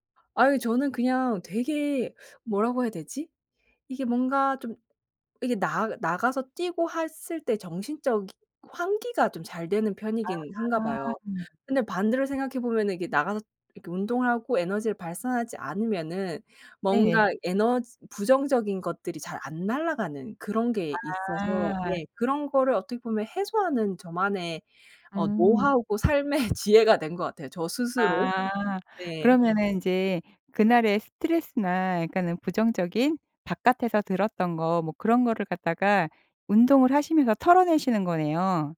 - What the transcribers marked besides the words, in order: other background noise; "했을" said as "핬을"
- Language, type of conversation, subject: Korean, podcast, 일 끝나고 진짜 쉬는 법은 뭐예요?